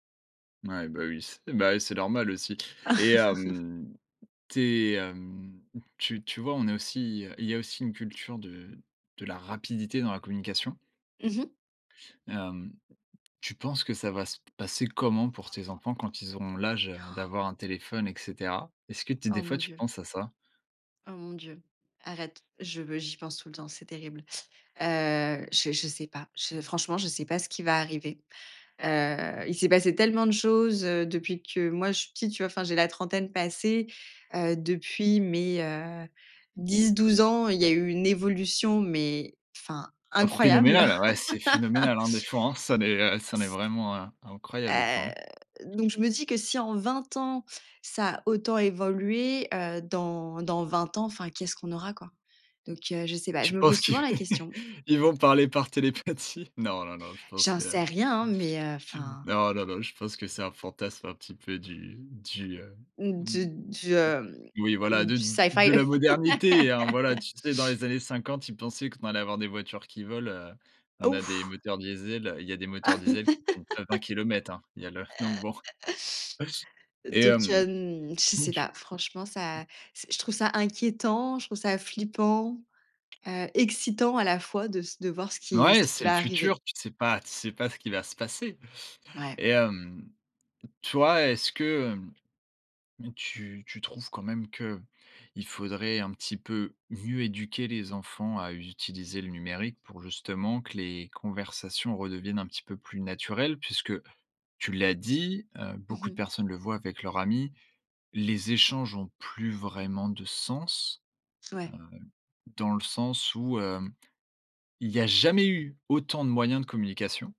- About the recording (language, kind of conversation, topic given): French, podcast, Tu préfères écrire, appeler ou faire une visioconférence pour communiquer ?
- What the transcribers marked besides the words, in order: laugh; other background noise; stressed: "phénoménal"; laugh; chuckle; laughing while speaking: "ils vont parler par télépathie ?"; chuckle; in English: "syfy"; laugh; laugh; chuckle; chuckle; tapping; stressed: "jamais"